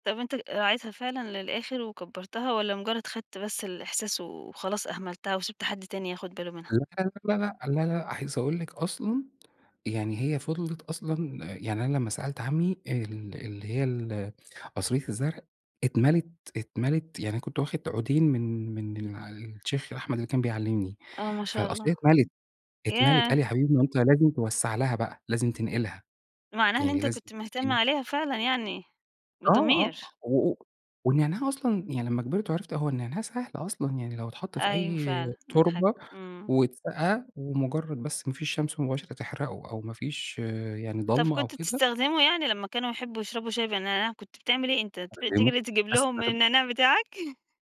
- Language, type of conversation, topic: Arabic, podcast, إيه اللي اتعلمته من رعاية نبتة؟
- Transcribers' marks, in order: chuckle